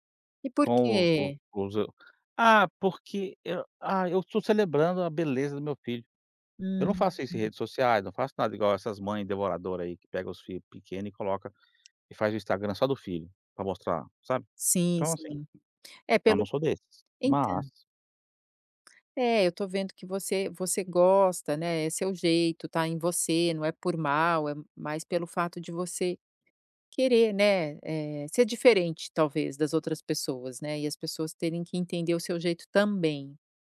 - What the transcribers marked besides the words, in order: tapping; other background noise
- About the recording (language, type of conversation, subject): Portuguese, advice, Como posso superar o medo de mostrar interesses não convencionais?